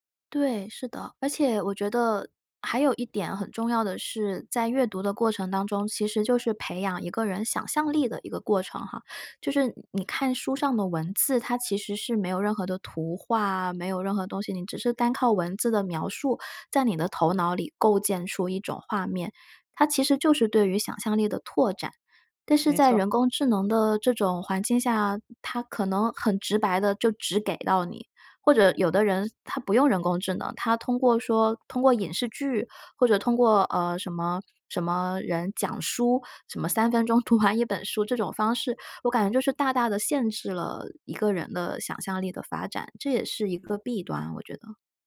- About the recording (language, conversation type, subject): Chinese, podcast, 有哪些小习惯能带来长期回报？
- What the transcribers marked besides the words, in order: other background noise; laughing while speaking: "读"